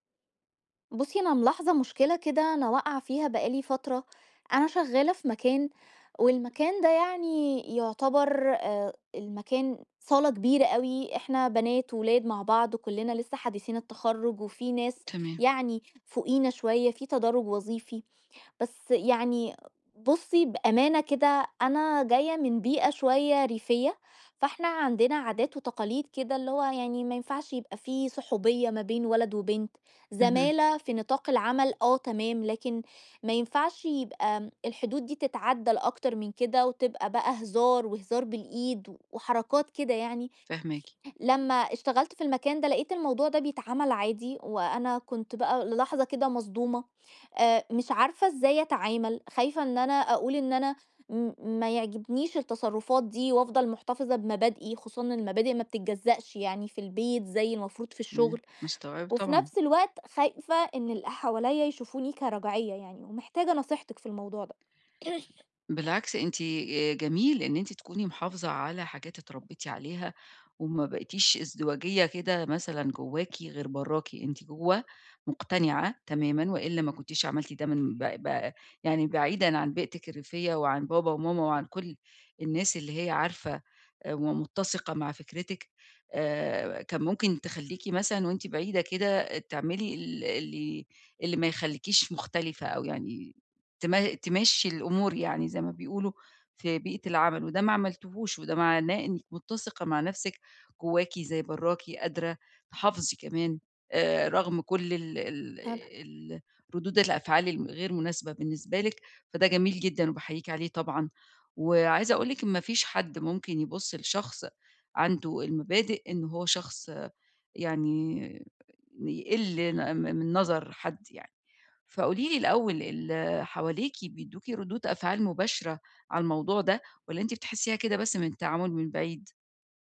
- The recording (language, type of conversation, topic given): Arabic, advice, إزاي أوازن بين إنّي أكون على طبيعتي وبين إني أفضّل مقبول عند الناس؟
- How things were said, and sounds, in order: tapping; cough; other background noise; unintelligible speech